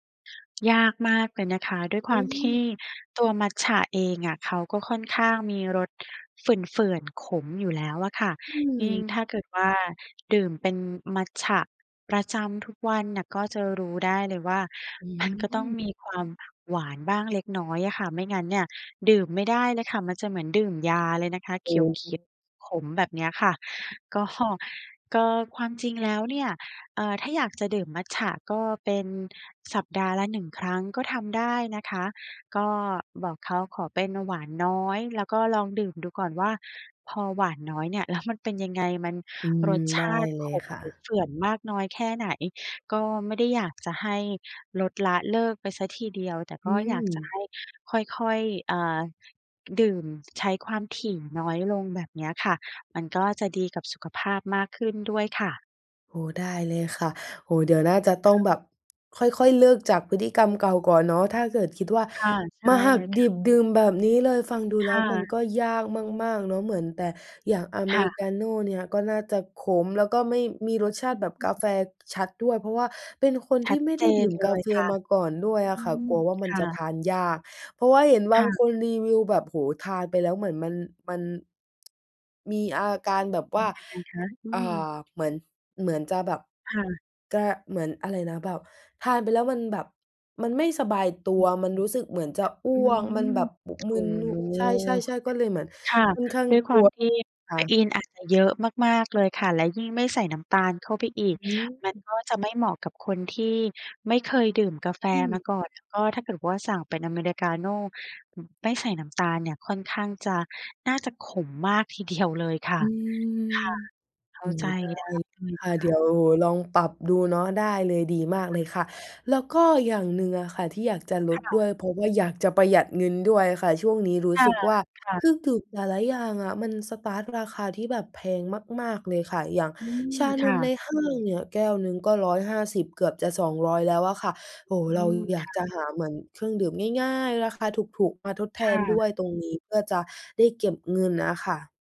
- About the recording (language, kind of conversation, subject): Thai, advice, คุณดื่มเครื่องดื่มหวานหรือเครื่องดื่มแอลกอฮอล์บ่อยและอยากลด แต่ทำไมถึงลดได้ยาก?
- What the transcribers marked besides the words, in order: tapping; laughing while speaking: "ก็"; unintelligible speech; other background noise; tsk; laughing while speaking: "เดียว"